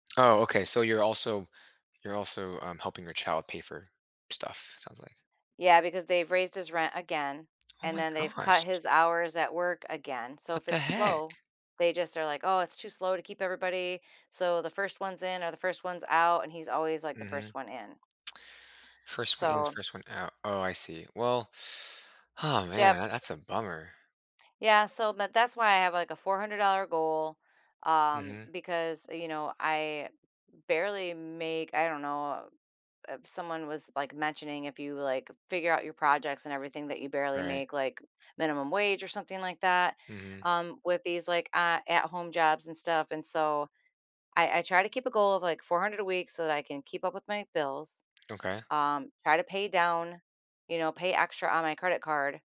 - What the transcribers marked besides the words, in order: other background noise; inhale
- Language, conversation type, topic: English, advice, How can I balance hobbies and relationship time?